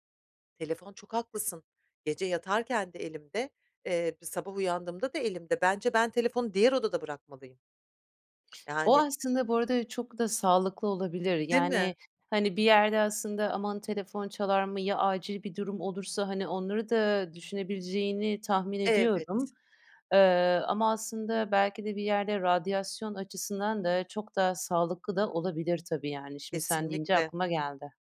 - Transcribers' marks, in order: other background noise
- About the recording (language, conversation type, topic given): Turkish, advice, Tutarlı bir uyku programını nasıl oluşturabilirim ve her gece aynı saatte uyumaya nasıl alışabilirim?